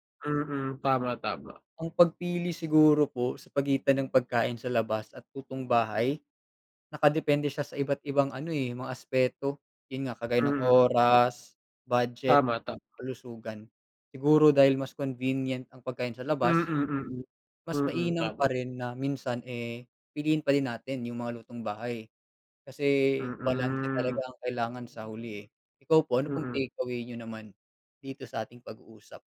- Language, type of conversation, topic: Filipino, unstructured, Ano ang mas pinipili mo, pagkain sa labas o lutong bahay?
- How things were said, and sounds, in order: other background noise